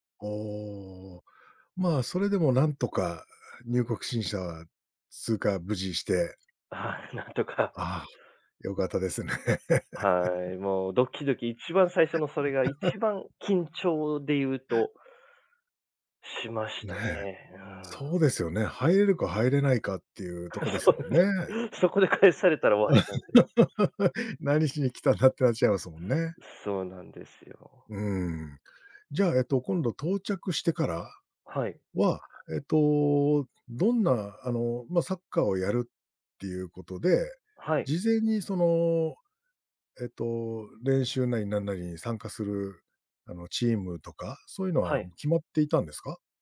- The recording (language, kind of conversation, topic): Japanese, podcast, 言葉が通じない場所で、どのようにコミュニケーションを取りますか？
- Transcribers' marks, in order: "入国審査" said as "にゅうこくしんしゃ"; laugh; laughing while speaking: "そうで、そこで返されたら終わりなんで"; laugh; other background noise